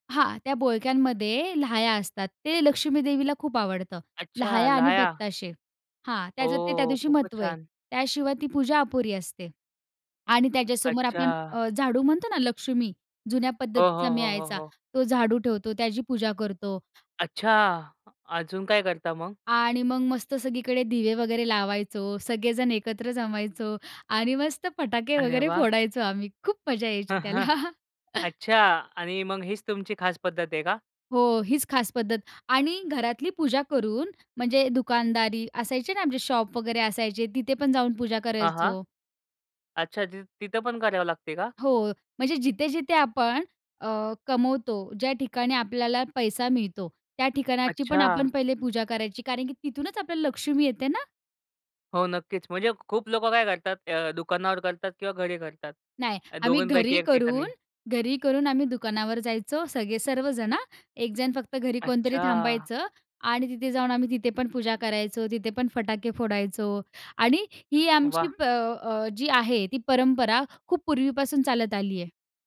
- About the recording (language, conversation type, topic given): Marathi, podcast, तुमचे सण साजरे करण्याची खास पद्धत काय होती?
- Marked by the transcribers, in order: joyful: "आणि मस्त फटाके वगैरे फोडायचो आम्ही. खूप मजा यायची त्याला"; tapping; chuckle; laughing while speaking: "त्याला"; chuckle; in English: "शॉप"